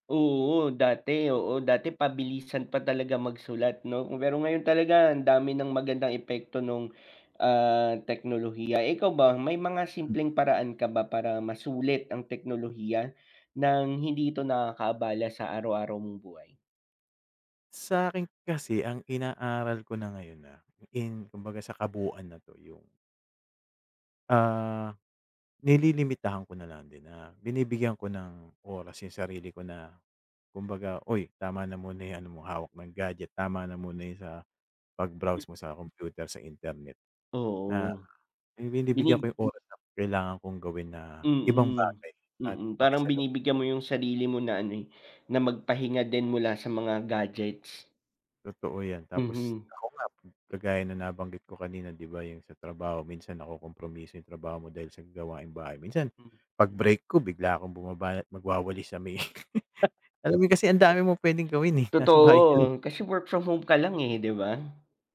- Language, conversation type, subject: Filipino, unstructured, Paano mo gagamitin ang teknolohiya para mapadali ang buhay mo?
- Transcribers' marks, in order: tapping; other background noise; laughing while speaking: "may"